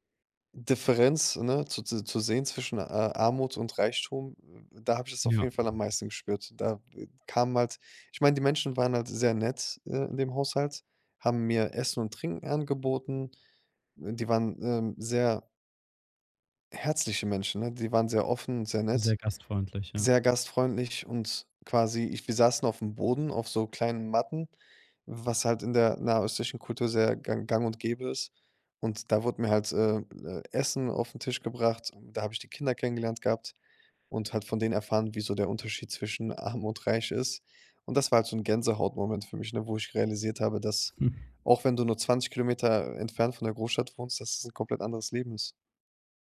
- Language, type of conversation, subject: German, podcast, Was hat dir deine erste große Reise beigebracht?
- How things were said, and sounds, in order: other noise; laughing while speaking: "Arm"; chuckle